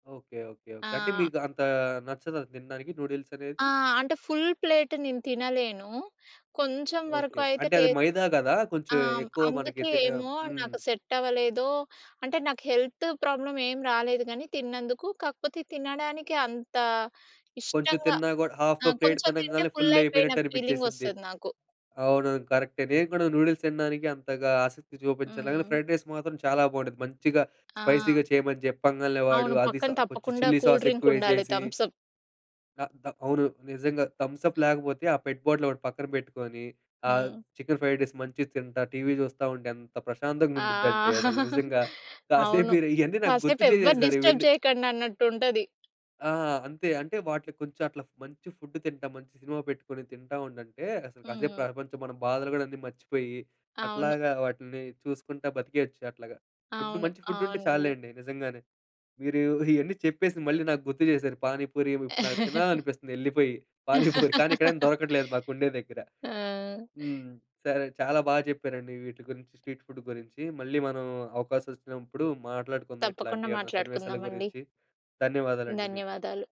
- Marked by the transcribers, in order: in English: "ఫుల్ ప్లేట్"; in English: "ప్లేట్"; tapping; in English: "నూడుల్స్"; in English: "ఫ్రైడ్ రైస్"; in English: "స్పైసీగా"; in English: "కూల్"; in English: "చిల్లీ"; in English: "పెట్"; in English: "చికెన్ ఫ్రైడ్ రైస్"; chuckle; in English: "డిస్టర్బ్"; chuckle; laugh; in English: "స్ట్రీట్"
- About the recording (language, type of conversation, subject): Telugu, podcast, స్ట్రీట్ ఫుడ్ రుచి ఎందుకు ప్రత్యేకంగా అనిపిస్తుంది?